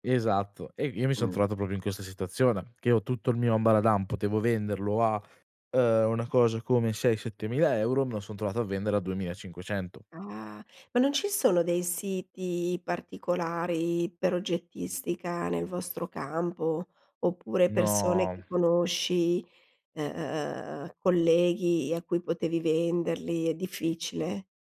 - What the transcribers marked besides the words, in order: "proprio" said as "propio"; tapping
- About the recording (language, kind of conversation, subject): Italian, podcast, Come hai valutato i rischi economici prima di fare il salto?